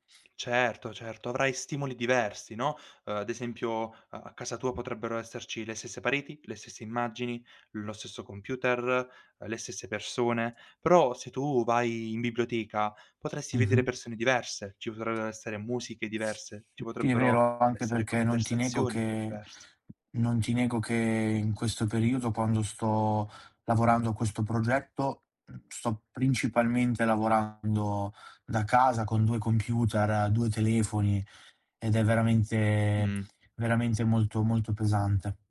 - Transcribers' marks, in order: tapping; unintelligible speech; "potrebbero" said as "potreero"; other background noise
- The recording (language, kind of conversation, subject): Italian, advice, Perché mi capita spesso di avere un blocco creativo senza capirne il motivo?